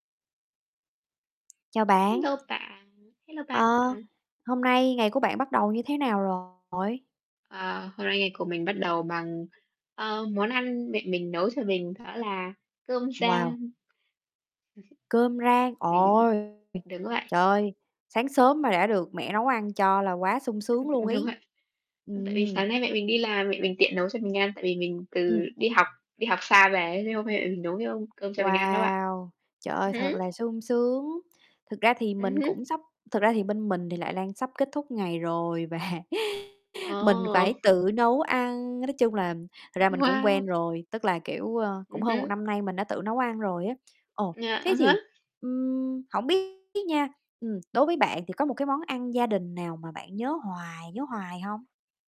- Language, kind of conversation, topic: Vietnamese, unstructured, Bạn có kỷ niệm đặc biệt nào gắn liền với một món ăn không?
- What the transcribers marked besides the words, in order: distorted speech; other background noise; tapping; chuckle; chuckle; unintelligible speech; laughing while speaking: "và"; chuckle